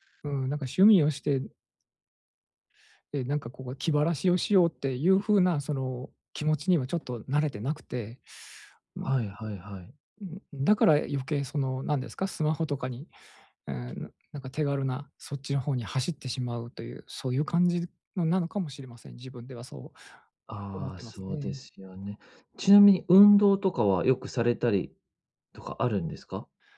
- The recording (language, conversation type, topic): Japanese, advice, ストレスが強いとき、不健康な対処をやめて健康的な行動に置き換えるにはどうすればいいですか？
- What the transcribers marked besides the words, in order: other background noise